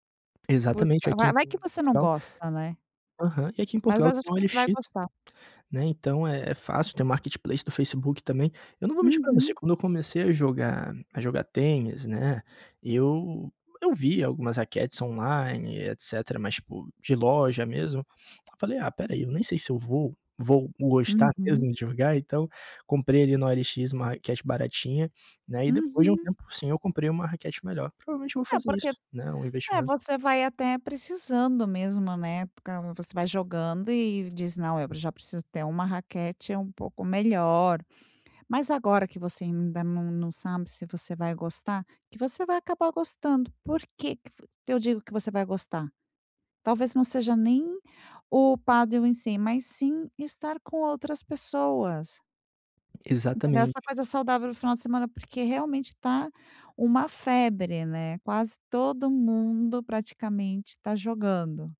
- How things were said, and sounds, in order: in English: "marketplace"; lip smack; tapping
- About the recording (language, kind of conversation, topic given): Portuguese, advice, Como posso começar um novo hobby sem ficar desmotivado?